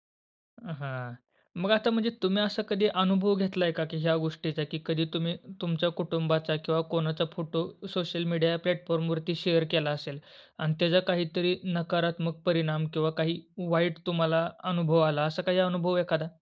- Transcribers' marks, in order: in English: "प्लॅटफॉर्मवरती शेअर"
- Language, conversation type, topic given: Marathi, podcast, कुटुंबातील फोटो शेअर करताना तुम्ही कोणते धोरण पाळता?